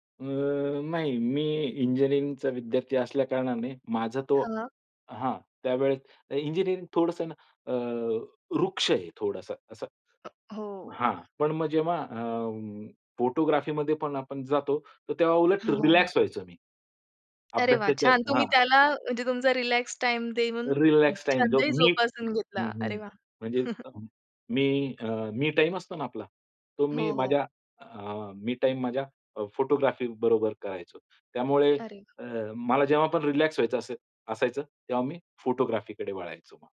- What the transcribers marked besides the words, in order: other background noise; in English: "फोटोग्राफीमध्ये"; in English: "रिलॅक्स"; in English: "रिलॅक्स"; in English: "रिलॅक्स"; chuckle; in English: "फोटोग्राफी"; in English: "रिलॅक्स"; in English: "फोटोग्राफीकडे"
- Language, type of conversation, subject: Marathi, podcast, कला तयार करताना तुला प्रेरणा कशी मिळते?